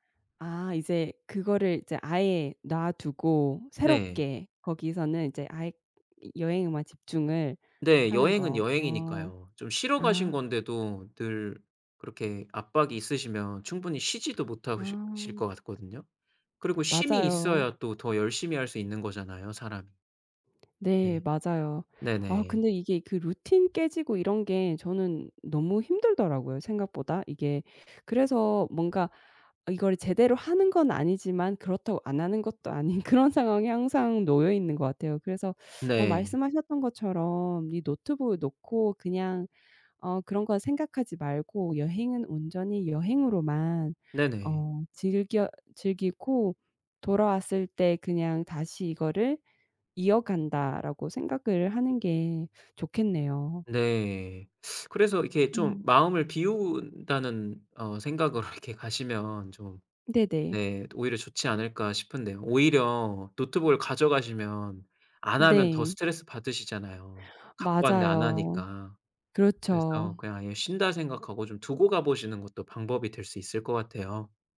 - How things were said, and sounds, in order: tapping; laughing while speaking: "아닌"; laughing while speaking: "생각으로"
- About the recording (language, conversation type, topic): Korean, advice, 여행이나 출장 중에 습관이 무너지는 문제를 어떻게 해결할 수 있을까요?